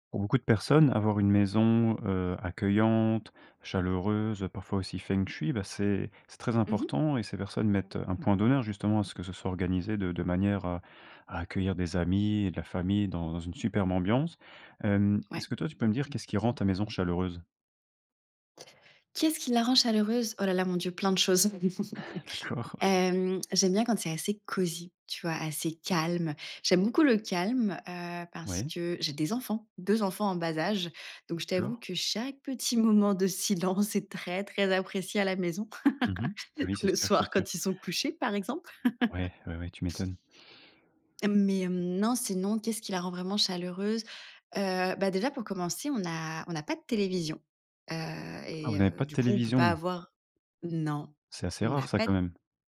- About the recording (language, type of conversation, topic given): French, podcast, Qu’est-ce qui rend ta maison chaleureuse ?
- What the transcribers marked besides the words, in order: laughing while speaking: "D'accord, OK"; chuckle; stressed: "cosy"; stressed: "calme"; laughing while speaking: "silence"; laugh; laughing while speaking: "le soir"; laugh; other background noise; tapping